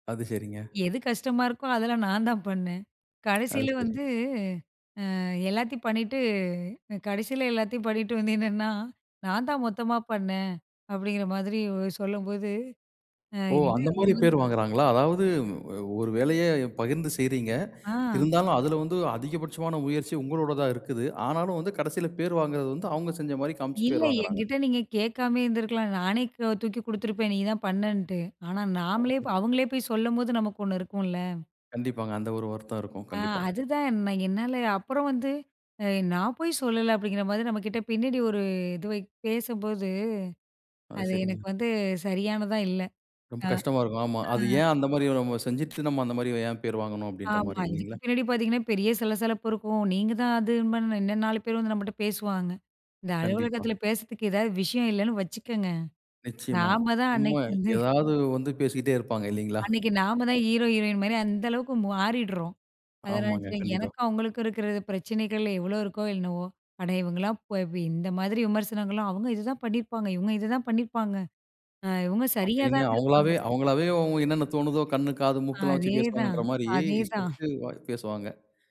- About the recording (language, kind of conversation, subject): Tamil, podcast, விமர்சனங்களை நீங்கள் எப்படி எதிர்கொள்கிறீர்கள்?
- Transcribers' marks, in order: tapping; inhale; unintelligible speech; "பேசறதுக்கு" said as "பேசதுக்கு"; laughing while speaking: "நாம தான் அன்னைக்கு வந்து"; other noise; in English: "ஹீரோ, ஹீரோயின்"; chuckle; exhale